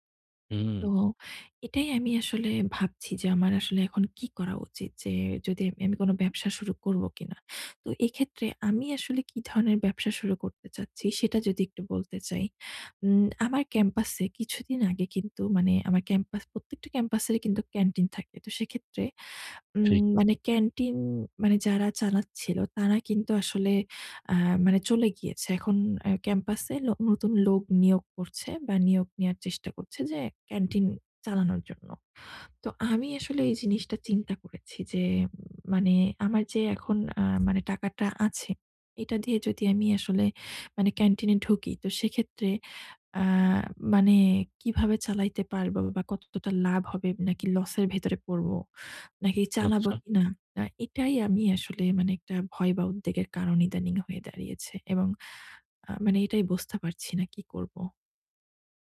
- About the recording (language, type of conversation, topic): Bengali, advice, ভয় বা উদ্বেগ অনুভব করলে আমি কীভাবে নিজেকে বিচার না করে সেই অনুভূতিকে মেনে নিতে পারি?
- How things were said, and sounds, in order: tapping; other background noise